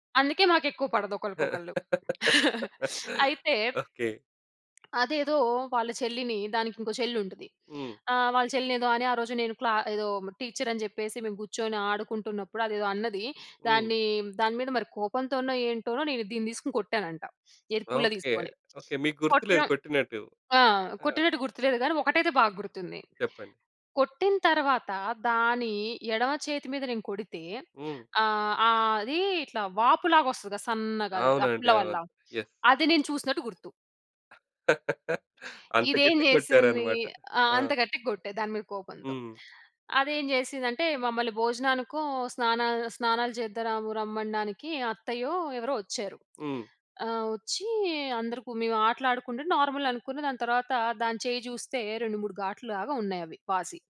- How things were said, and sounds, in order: laugh; chuckle; in English: "టీచర్"; in English: "యస్"; chuckle; in English: "నార్మల్"
- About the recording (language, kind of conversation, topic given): Telugu, podcast, మీ చిన్నప్పట్లో మీరు ఆడిన ఆటల గురించి వివరంగా చెప్పగలరా?